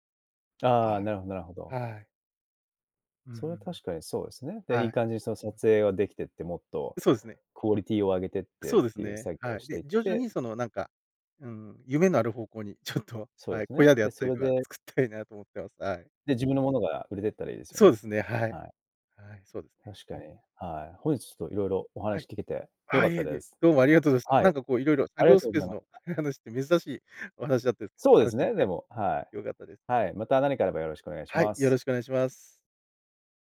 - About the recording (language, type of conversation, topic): Japanese, podcast, 作業スペースはどのように整えていますか？
- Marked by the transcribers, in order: laughing while speaking: "話って珍しいお話だったんですけど"